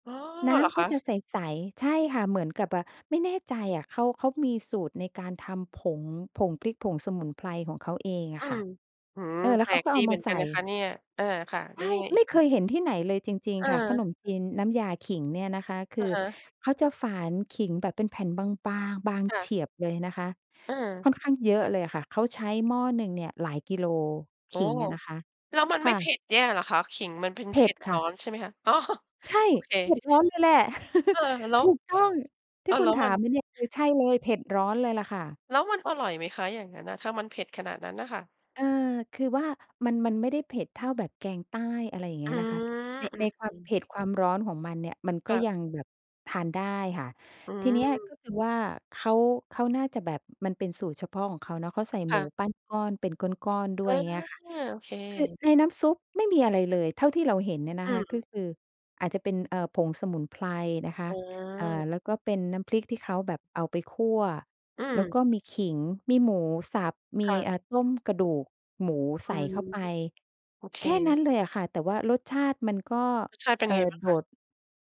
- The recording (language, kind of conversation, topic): Thai, podcast, เมนูโปรดที่ทำให้คุณคิดถึงบ้านคืออะไร?
- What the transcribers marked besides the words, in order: laughing while speaking: "อ๋อ"; chuckle